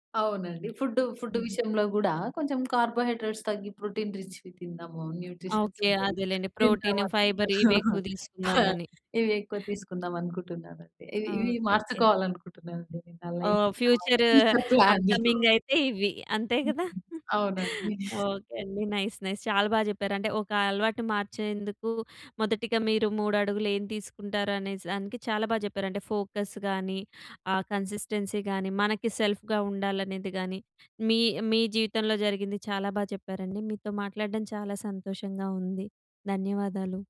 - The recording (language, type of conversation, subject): Telugu, podcast, ఒక అలవాటును మార్చుకోవడానికి మొదటి మూడు అడుగులు ఏమిటి?
- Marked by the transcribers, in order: in English: "కార్బోహైడ్రేట్స్"; in English: "ప్రోటీన్ రిచ్‌వి"; in English: "న్యూట్రిషన్స్"; in English: "ఫైబర్"; giggle; in English: "ఫ్యూచర్ అప్కమింగ్"; in English: "లైఫ్ ఫ్యూచర్ ప్లాన్‌ని"; unintelligible speech; giggle; other noise; in English: "నైస్ నైస్"; giggle; in English: "ఫోకస్"; in English: "కన్సిస్టెన్సీ"; in English: "సెల్ఫ్‌గా"